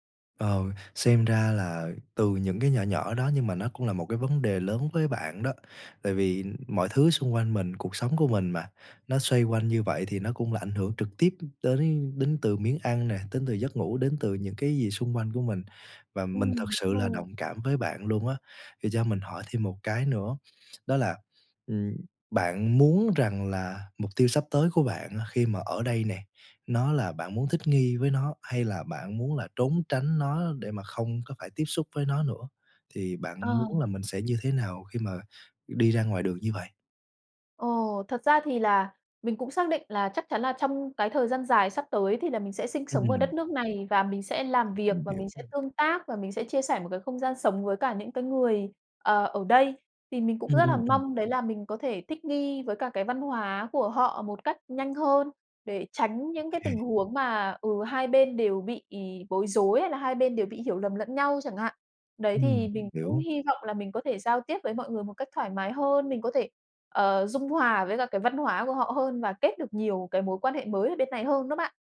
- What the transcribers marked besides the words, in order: tapping; other background noise; chuckle
- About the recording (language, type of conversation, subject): Vietnamese, advice, Bạn đã trải nghiệm sốc văn hóa, bối rối về phong tục và cách giao tiếp mới như thế nào?